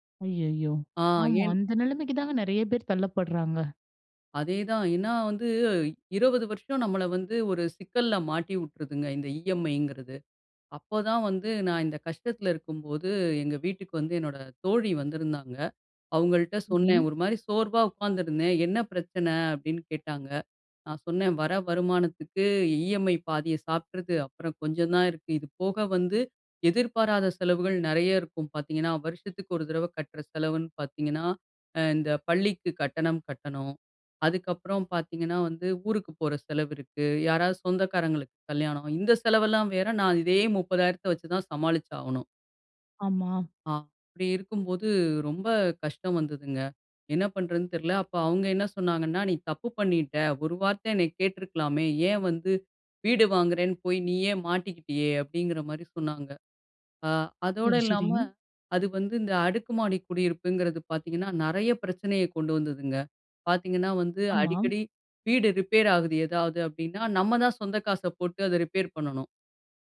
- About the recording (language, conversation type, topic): Tamil, podcast, வீட்டை வாங்குவது ஒரு நல்ல முதலீடா என்பதை நீங்கள் எப்படித் தீர்மானிப்பீர்கள்?
- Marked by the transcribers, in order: in English: "இ.எம்.ஐங்கிறது"; in English: "இ.எம்.ஐ"; sad: "ரொம்ப கஷ்டம் வந்ததுங்க. என்ன பண்ணுறதுன்னு தெரில"; "வார்த்தை என்னை" said as "வார்த்த என்னைய"